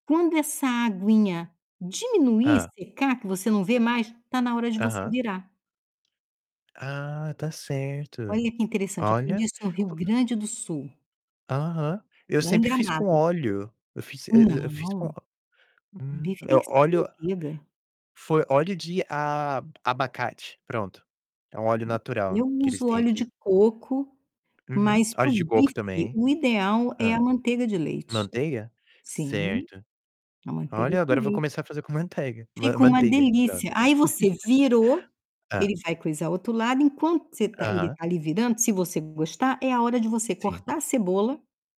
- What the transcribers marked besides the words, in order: distorted speech; other background noise; tapping; laugh
- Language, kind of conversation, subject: Portuguese, unstructured, Qual prato você acha que todo mundo deveria aprender a fazer?